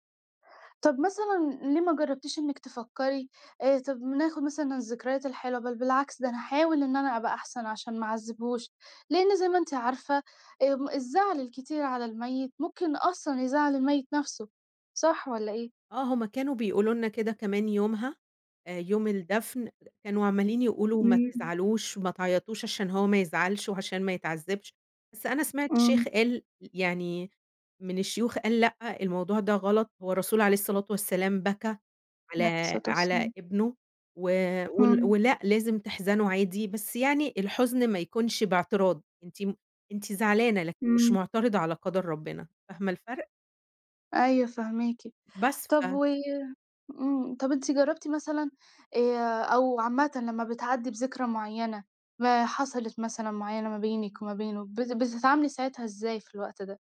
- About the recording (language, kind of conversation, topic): Arabic, podcast, ممكن تحكي لنا عن ذكرى عائلية عمرك ما هتنساها؟
- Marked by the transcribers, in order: tapping